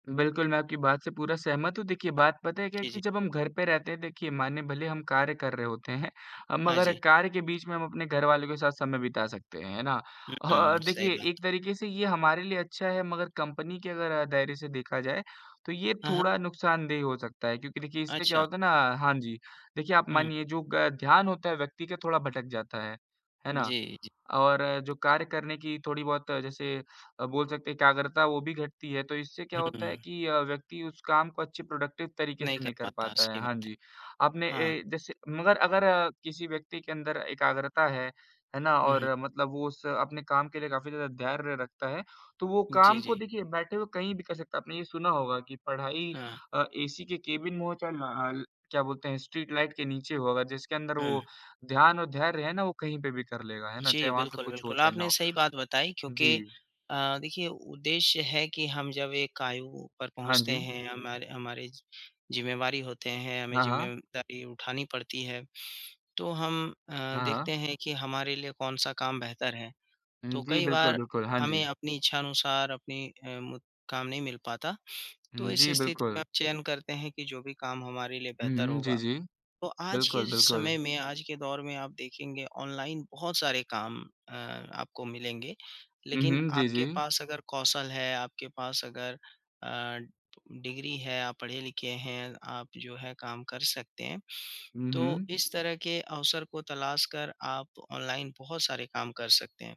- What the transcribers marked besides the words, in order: tapping; in English: "प्रोडक्टिव"; in English: "केबिन"; in English: "स्ट्रीट लाइट"; other background noise
- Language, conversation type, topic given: Hindi, unstructured, क्या घर से काम करना कार्यालय में काम करने से बेहतर है, और क्यों?